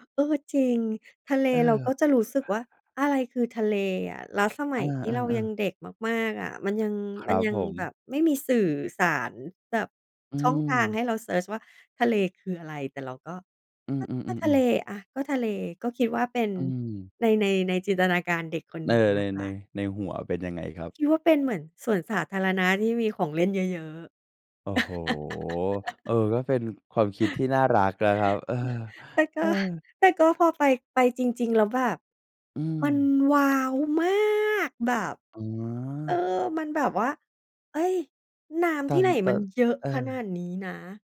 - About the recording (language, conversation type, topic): Thai, podcast, ท้องทะเลที่เห็นครั้งแรกส่งผลต่อคุณอย่างไร?
- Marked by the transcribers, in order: laugh; chuckle; stressed: "มัน ว้าว ! มาก"